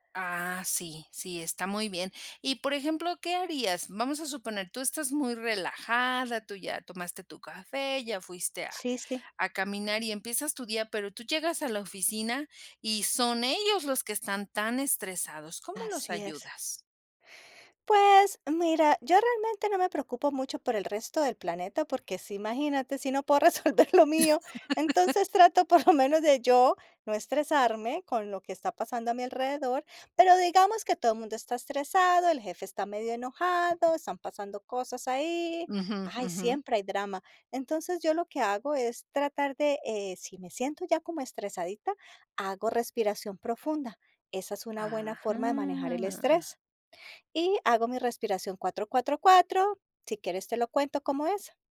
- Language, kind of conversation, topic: Spanish, podcast, ¿Cómo manejas el estrés cuando se te acumula el trabajo?
- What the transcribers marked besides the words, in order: tapping; laugh; laughing while speaking: "resolver lo mío"; laughing while speaking: "por lo"; drawn out: "Ajá"